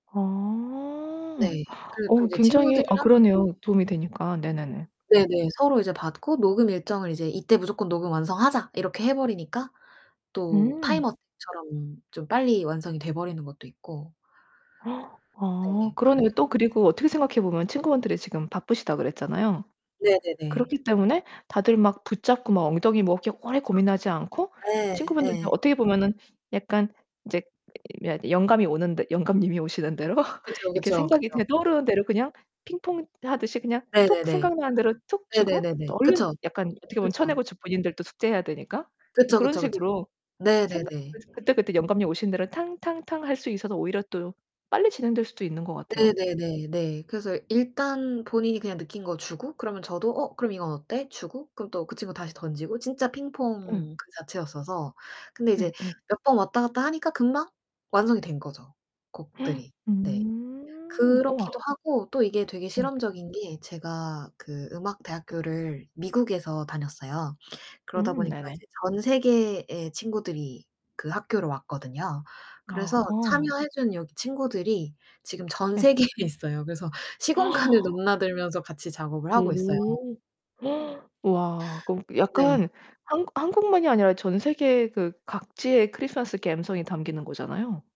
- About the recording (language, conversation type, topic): Korean, podcast, 창작이 막힐 때 어떤 실험을 해 보셨고, 그중 가장 효과가 좋았던 방법은 무엇인가요?
- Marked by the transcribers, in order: drawn out: "어"; other background noise; distorted speech; gasp; tapping; laughing while speaking: "대로"; gasp; drawn out: "음"; laughing while speaking: "세계에"; gasp; laughing while speaking: "시공간을"; gasp